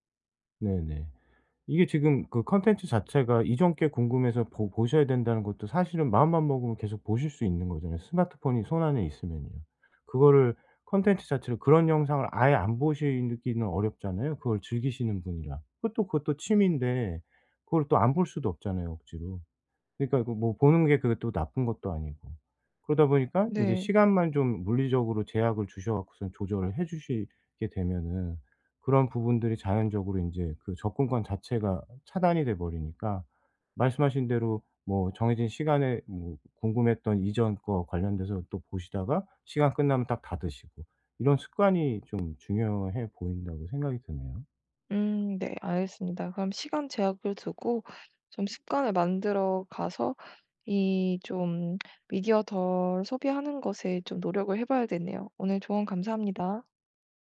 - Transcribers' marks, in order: other background noise
- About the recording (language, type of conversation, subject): Korean, advice, 미디어를 과하게 소비하는 습관을 줄이려면 어디서부터 시작하는 게 좋을까요?